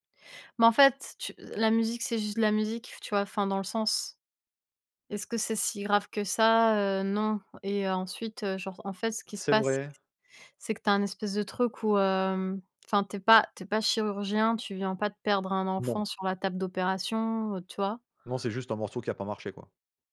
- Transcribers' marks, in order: none
- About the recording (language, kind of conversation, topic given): French, unstructured, Accordez-vous plus d’importance à la reconnaissance externe ou à la satisfaction personnelle dans votre travail ?